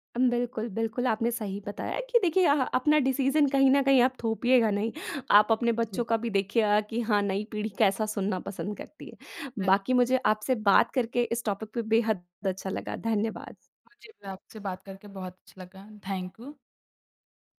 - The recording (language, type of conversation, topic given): Hindi, podcast, तुम्हारे लिए कौन सा गाना बचपन की याद दिलाता है?
- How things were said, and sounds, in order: in English: "डिसीज़न"; in English: "टॉपिक"; in English: "थैंक उ"; "यू" said as "उ"